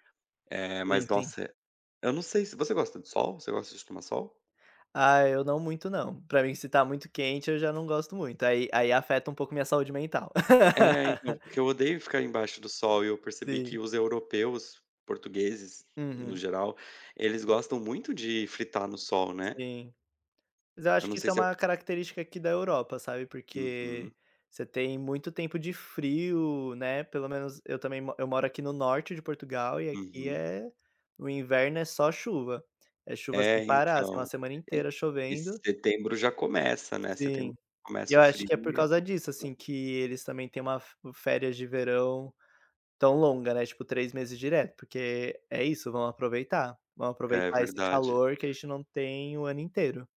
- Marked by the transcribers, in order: laugh; unintelligible speech
- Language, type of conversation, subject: Portuguese, unstructured, Como o esporte pode ajudar na saúde mental?